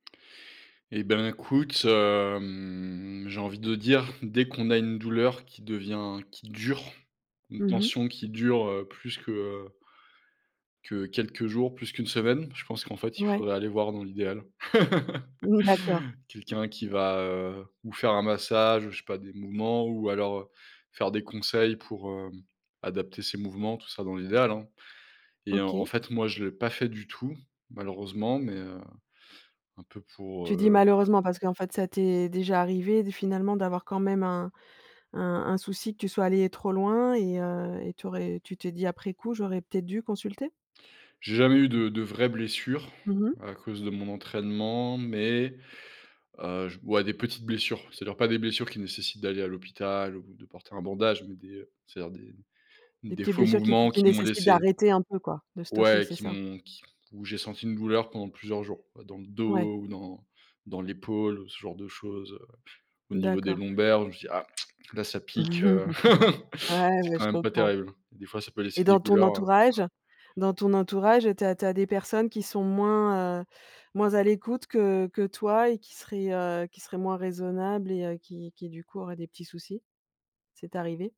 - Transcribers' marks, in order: drawn out: "hem"; laugh; tsk; chuckle; laugh
- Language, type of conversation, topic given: French, podcast, Quels signaux corporels faut-il apprendre à écouter pendant la récupération ?